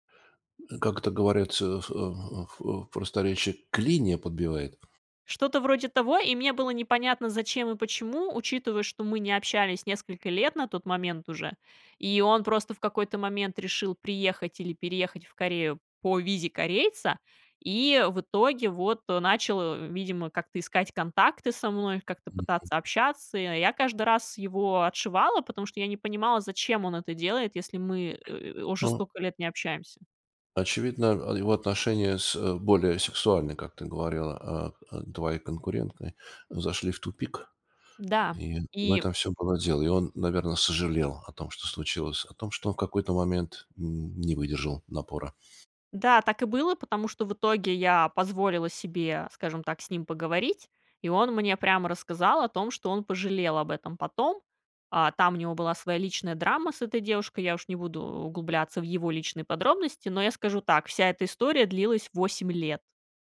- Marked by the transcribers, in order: tapping; other background noise
- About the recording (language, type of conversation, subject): Russian, podcast, Как понять, что пора заканчивать отношения?